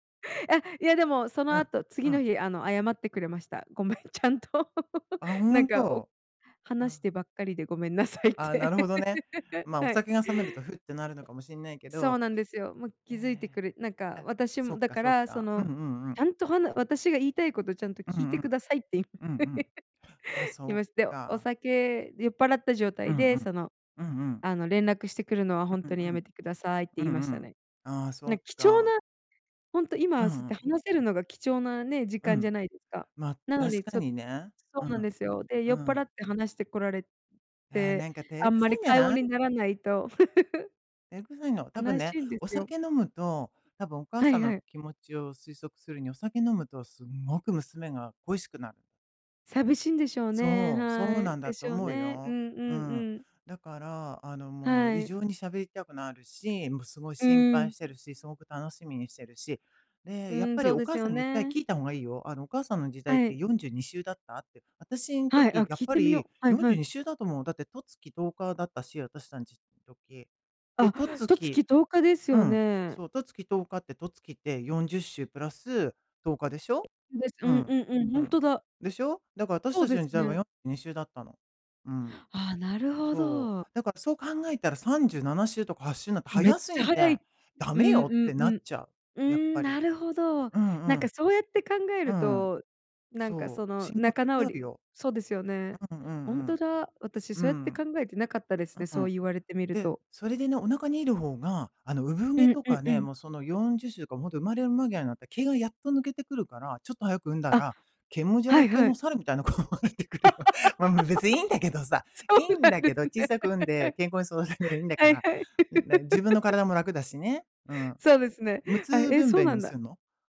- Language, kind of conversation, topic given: Japanese, unstructured, 家族とケンカした後、どうやって和解しますか？
- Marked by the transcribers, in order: laughing while speaking: "ちゃんと"; laughing while speaking: "ごめんなさいって"; laugh; laugh; laughing while speaking: "猿みたいな子が出てくるよ"; laugh; laughing while speaking: "そうなんですね。はい はい"; laugh